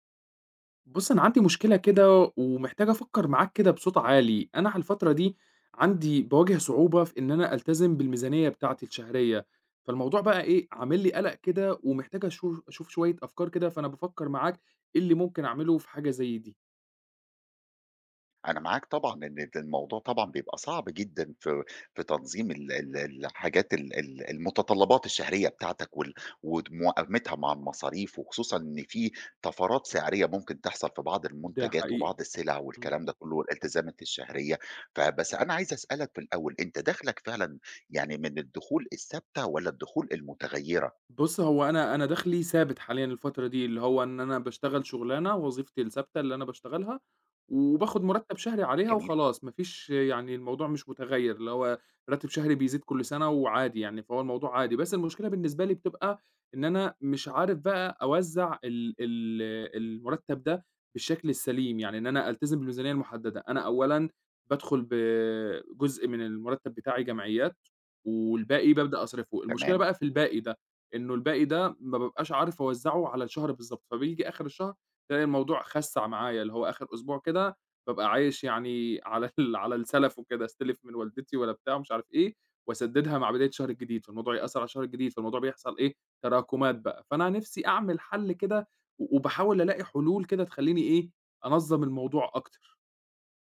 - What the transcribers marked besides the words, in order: laughing while speaking: "على ال"
- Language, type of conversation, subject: Arabic, advice, إزاي ألتزم بالميزانية الشهرية من غير ما أغلط؟